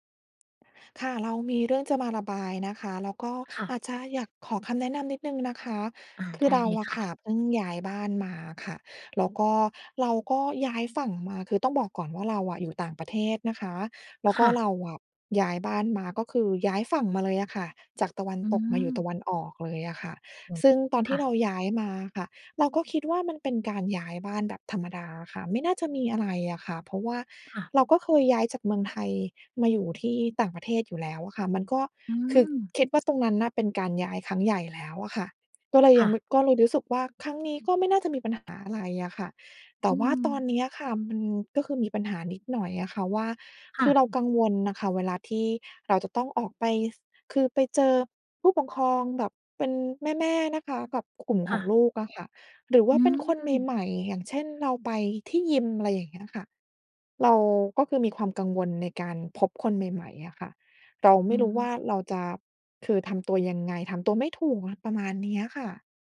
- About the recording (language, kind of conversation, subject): Thai, advice, คุณรู้สึกวิตกกังวลเวลาเจอคนใหม่ๆ หรืออยู่ในสังคมหรือไม่?
- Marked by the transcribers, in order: other background noise